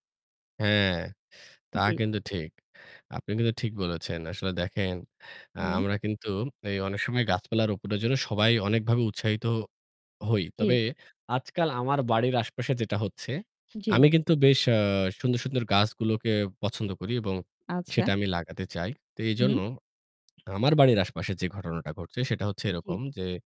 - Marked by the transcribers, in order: none
- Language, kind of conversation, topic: Bengali, unstructured, আপনার মতে গাছপালা রোপণ কেন গুরুত্বপূর্ণ?